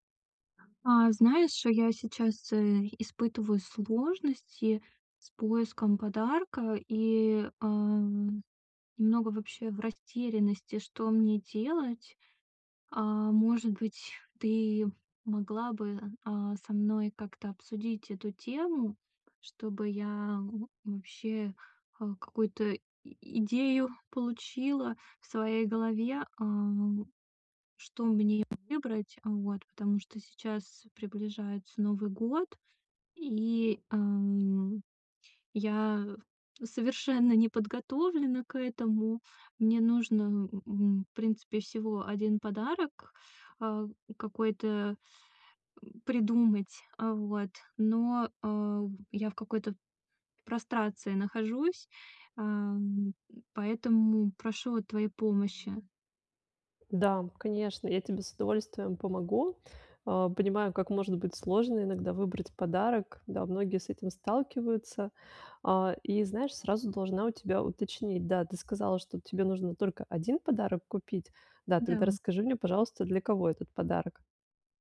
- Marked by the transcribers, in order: other background noise
- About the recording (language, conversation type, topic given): Russian, advice, Как выбрать хороший подарок, если я не знаю, что купить?